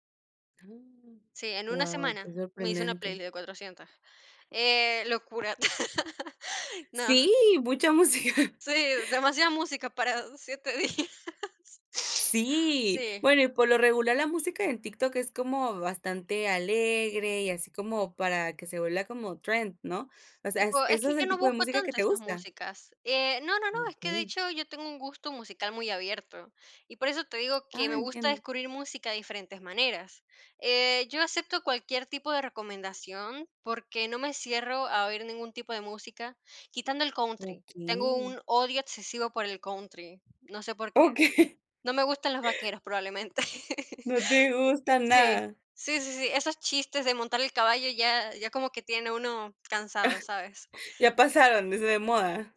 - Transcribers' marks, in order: other background noise; laugh; chuckle; laughing while speaking: "días"; tapping; laughing while speaking: "Okey"; chuckle; chuckle
- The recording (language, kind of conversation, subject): Spanish, podcast, ¿Cómo sueles descubrir música que te gusta hoy en día?